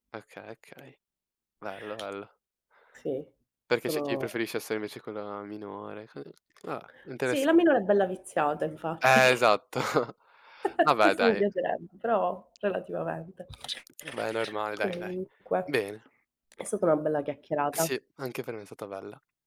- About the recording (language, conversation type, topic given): Italian, unstructured, Qual è il tuo ricordo d’infanzia più felice?
- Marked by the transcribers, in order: tapping; chuckle; other background noise; chuckle; laugh